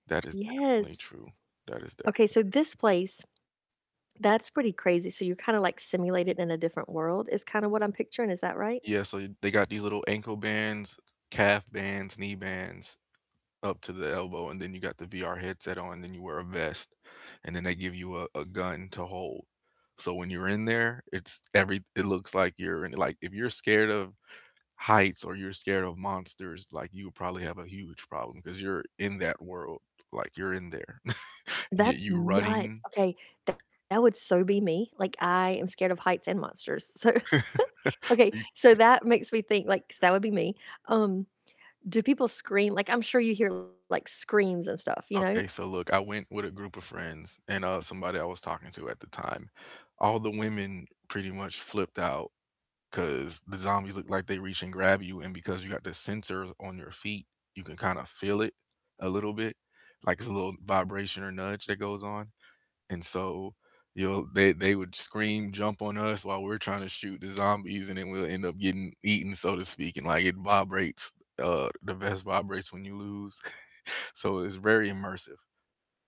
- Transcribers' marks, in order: distorted speech; tapping; chuckle; laughing while speaking: "so"; chuckle; other background noise; chuckle
- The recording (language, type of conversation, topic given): English, unstructured, How do you introduce out-of-town friends to the most authentic local flavors and spots in your area?